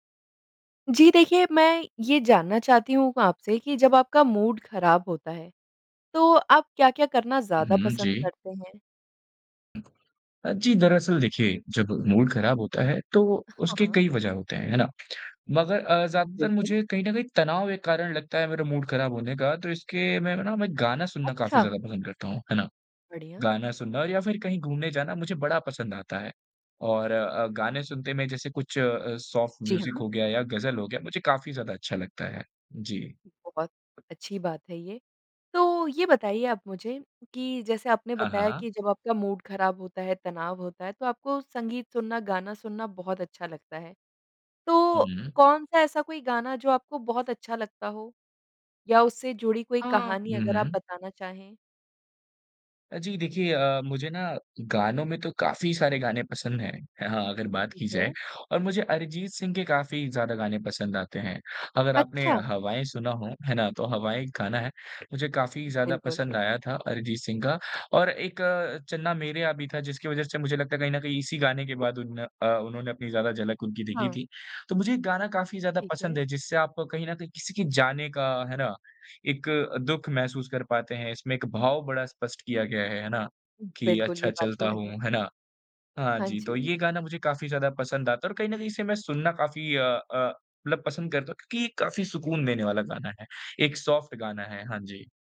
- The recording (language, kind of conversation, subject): Hindi, podcast, मूड ठीक करने के लिए आप क्या सुनते हैं?
- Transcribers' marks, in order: in English: "मूड"; other background noise; in English: "मूड"; in English: "मूड"; in English: "सॉफ़्ट म्यूज़िक"; in English: "मूड"; in English: "सॉफ़्ट"